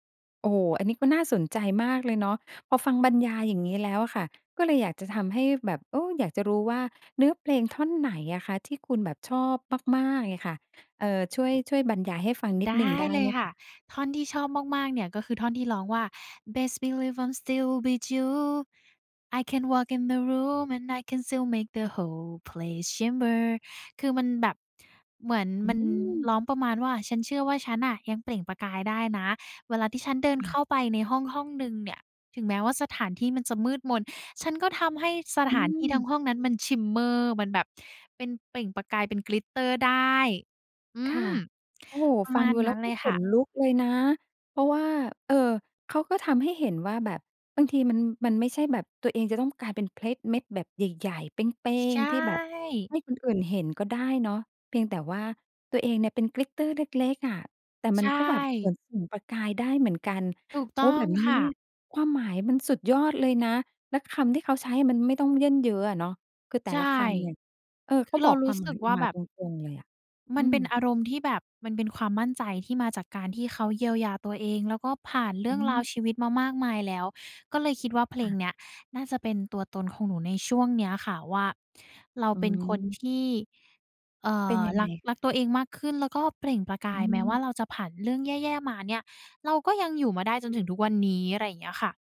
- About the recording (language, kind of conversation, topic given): Thai, podcast, เพลงไทยหรือเพลงต่างประเทศ เพลงไหนสะท้อนความเป็นตัวคุณมากกว่ากัน?
- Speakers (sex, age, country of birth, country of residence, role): female, 20-24, Thailand, Thailand, guest; female, 50-54, Thailand, Thailand, host
- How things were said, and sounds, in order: singing: "Best believe I'm still bejeweled … whole place shimmer"; in English: "Best believe I'm still bejeweled … whole place shimmer"; in English: "shimmer"; in English: "glitter"; in English: "glitter"